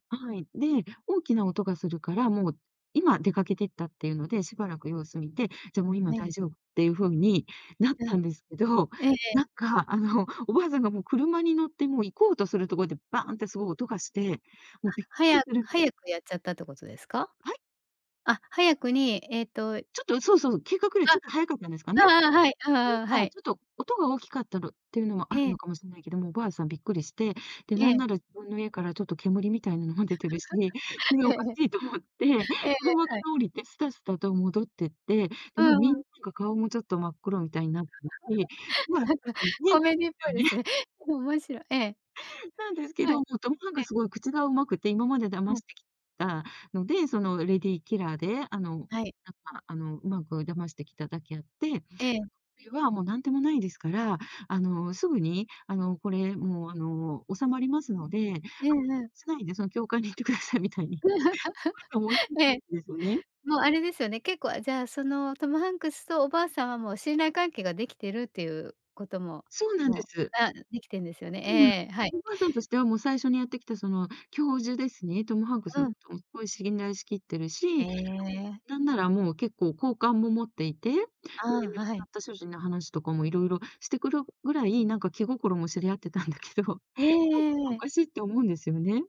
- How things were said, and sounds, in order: laugh; laughing while speaking: "ええ"; laugh; laughing while speaking: "なんか"; unintelligible speech; in English: "レディーキラー"; laughing while speaking: "行って下さいみたいに"; laugh; unintelligible speech; other background noise
- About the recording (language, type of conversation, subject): Japanese, podcast, 好きな映画の悪役で思い浮かぶのは誰ですか？